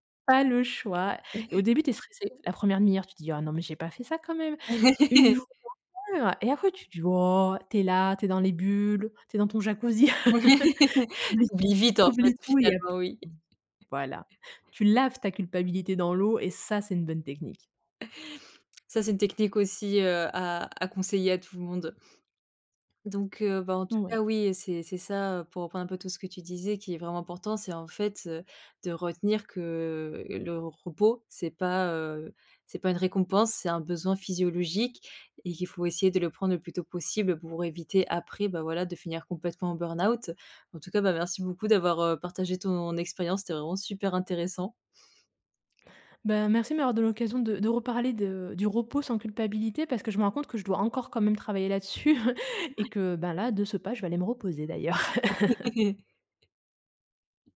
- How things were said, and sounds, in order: chuckle; laugh; unintelligible speech; laughing while speaking: "Oui"; laugh; laugh; stressed: "ça"; chuckle; laugh; chuckle; tapping
- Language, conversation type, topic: French, podcast, Comment éviter de culpabiliser quand on se repose ?
- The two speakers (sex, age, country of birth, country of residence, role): female, 25-29, France, France, host; female, 35-39, France, Germany, guest